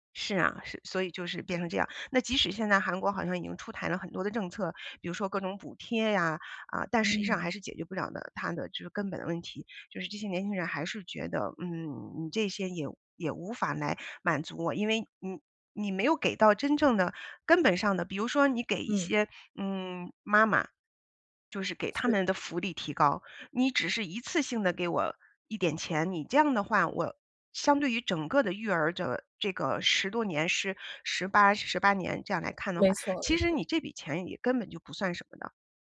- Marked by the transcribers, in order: other background noise
- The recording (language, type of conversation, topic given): Chinese, podcast, 你对是否生孩子这个决定怎么看？